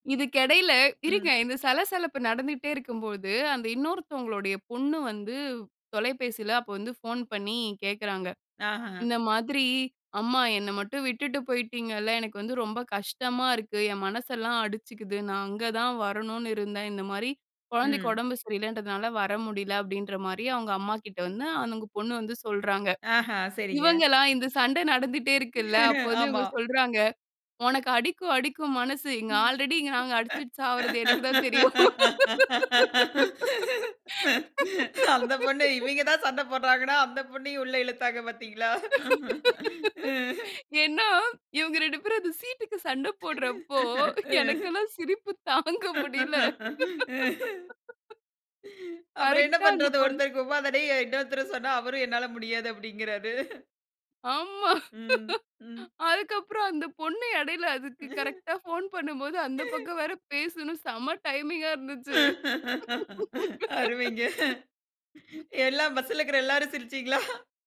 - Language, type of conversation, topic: Tamil, podcast, பயணத்தின் போது நடந்த ஒரு நகைச்சுவையான சம்பவம் உங்களுக்கு நினைவிருக்கிறதா?
- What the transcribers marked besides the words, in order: chuckle; laughing while speaking: "அந்த பொண்ணு இவைங்க தான் சண்ட போடுறாங்கனா அந்த பொண்ணையும் உள்ள இழுத்தாங்க பாத்தீங்களா, ம்"; laugh; laughing while speaking: "ஏன்னா, இவங்க ரெண்டு பேரும் அந்த சீட்டுக்கு சண்ட போடுறப்போ எனக்குன்னா சிரிப்பு தாங்க முடியல"; laugh; laughing while speaking: "அப்புறம் என்ன பண்ணுறது ஒருத்தங்கு இன்னொருத்தர சொன்னா அவரும் என்னால முடியாது அப்படிங்கிறாரு"; unintelligible speech; laughing while speaking: "அதுக்கப்புறம் அந்த பொண்ணு எடைல அதுக்கு … செம டைமிங்கா இருந்துச்சு"; snort; giggle; laughing while speaking: "அருமைங்க. எல்லாம் பஸ்ல் இருக்ற எல்லாரும் சிருச்சிங்களா?"